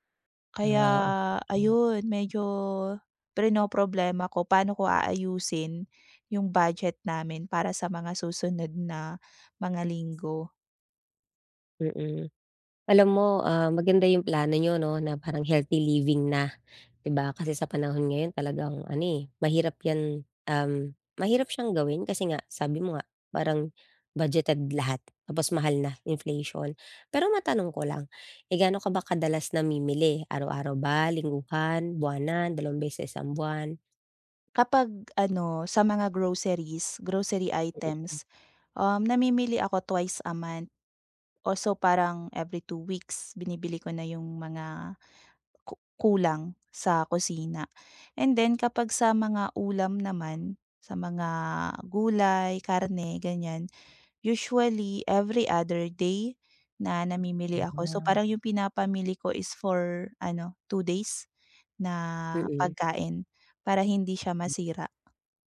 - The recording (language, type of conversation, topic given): Filipino, advice, Paano ako makakapagbadyet at makakapamili nang matalino sa araw-araw?
- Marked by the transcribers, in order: drawn out: "Kaya"; tapping; unintelligible speech; other background noise; other noise